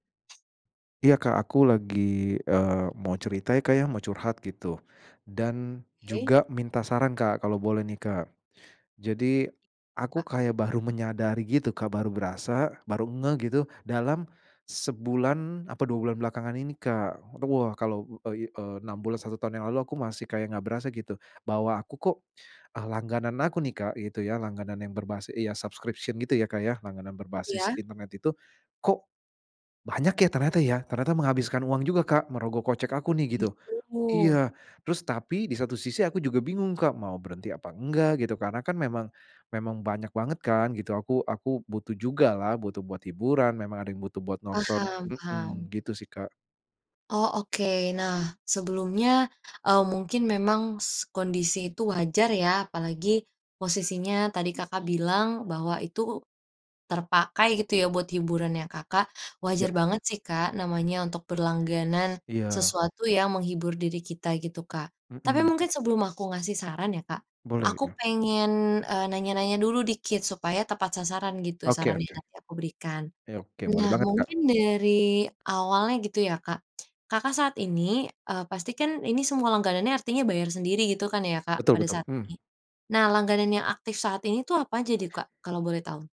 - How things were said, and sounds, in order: other background noise; in English: "subscription"; tapping
- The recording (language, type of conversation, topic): Indonesian, advice, Bagaimana cara menentukan apakah saya perlu menghentikan langganan berulang yang menumpuk tanpa disadari?